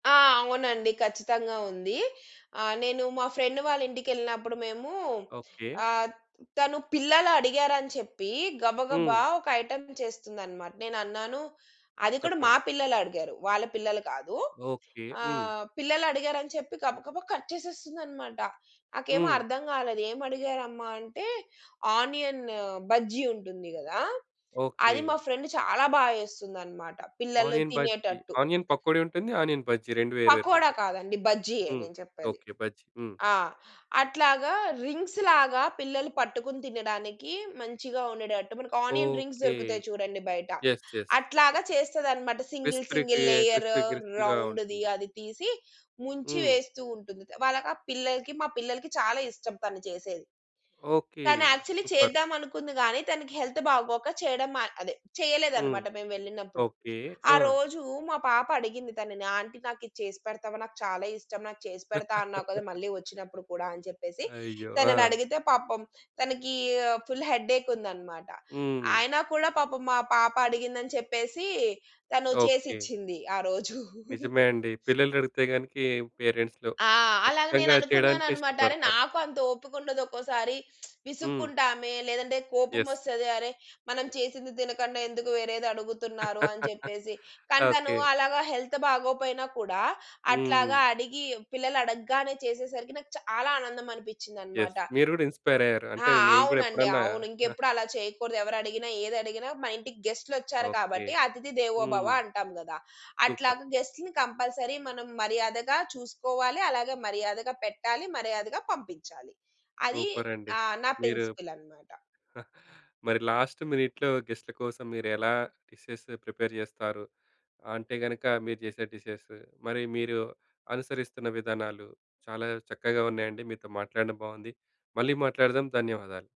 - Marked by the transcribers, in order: in English: "ఫ్రెండ్"; in English: "ఐటెమ్"; in English: "కట్"; in English: "ఆనియన్"; in English: "ఫ్రెండ్"; in English: "ఆనియన్"; in English: "ఆనియన్"; other noise; in English: "ఆనియన్"; in English: "రింగ్స్"; in English: "ఆనియన్ రింగ్స్"; in English: "యస్, యస్"; in English: "సింగిల్ సింగిల్"; in English: "క్రిస్పీ క్రిస్పీ‌గా"; in English: "రౌండ్‌ది"; other background noise; in English: "యాక్చువలీ"; in English: "సుపర్"; in English: "హెల్త్"; in English: "ఆంటీ"; chuckle; in English: "ఫుల్ హెడ్ ఏక్"; giggle; in English: "పేరెంట్స్‌లో"; lip smack; in English: "యస్"; laugh; in English: "హెల్త్"; in English: "యస్"; in English: "ఇన్‌స్పై‌ర్"; giggle; in English: "సూపర్"; in English: "కంపల్సరీ"; in English: "సూపర్"; in English: "ప్రిన్సిపుల్"; giggle; in English: "లాస్ట్ మినిట్‌లో"; in English: "డిషెస్ ప్రిపేర్"; in English: "డిషెస్"
- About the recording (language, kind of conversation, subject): Telugu, podcast, అనుకోకుండా చివరి నిమిషంలో అతిథులు వస్తే మీరు ఏ రకాల వంటకాలు సిద్ధం చేస్తారు?